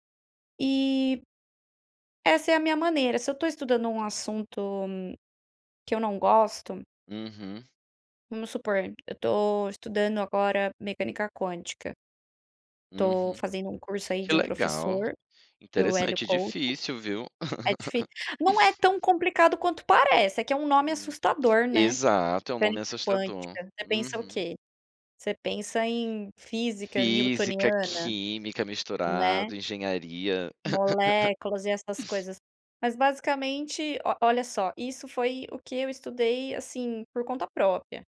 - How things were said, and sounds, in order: giggle; laugh
- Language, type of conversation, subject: Portuguese, podcast, Como manter a curiosidade ao estudar um assunto chato?